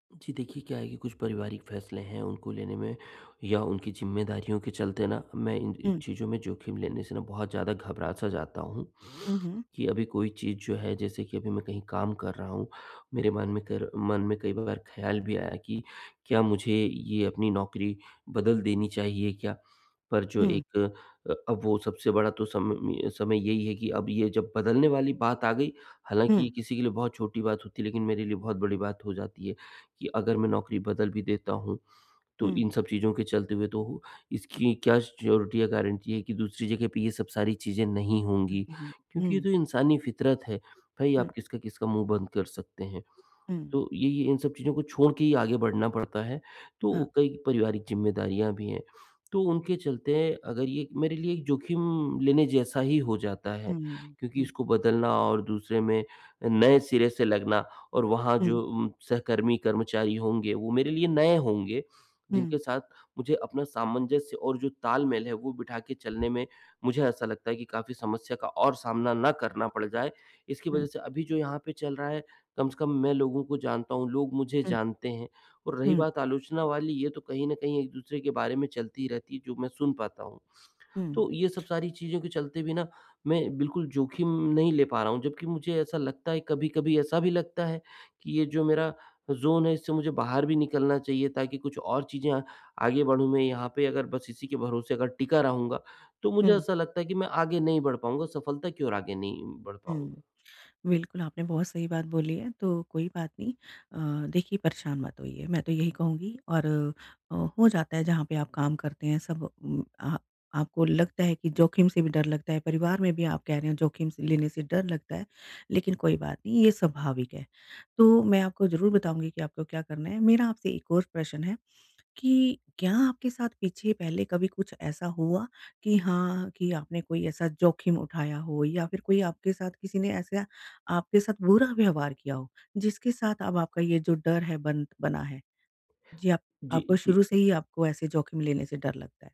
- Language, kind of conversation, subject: Hindi, advice, बाहरी आलोचना के डर से मैं जोखिम क्यों नहीं ले पाता?
- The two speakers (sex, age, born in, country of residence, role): female, 45-49, India, India, advisor; male, 45-49, India, India, user
- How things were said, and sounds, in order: sniff; in English: "सिऑरिटी"; in English: "ज़ोन"